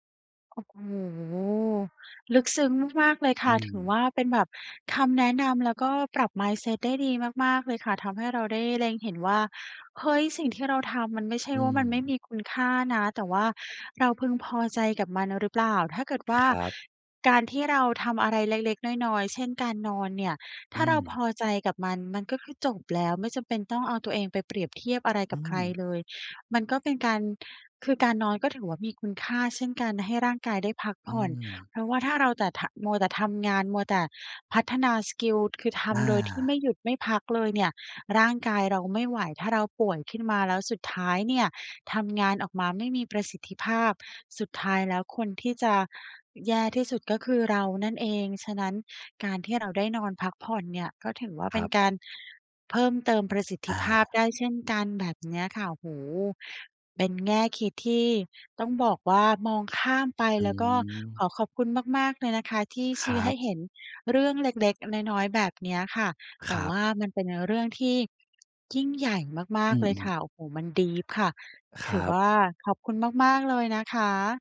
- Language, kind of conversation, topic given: Thai, advice, คุณควรใช้เวลาว่างในวันหยุดสุดสัปดาห์ให้เกิดประโยชน์อย่างไร?
- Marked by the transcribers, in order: other background noise; tapping; in English: "ดีป"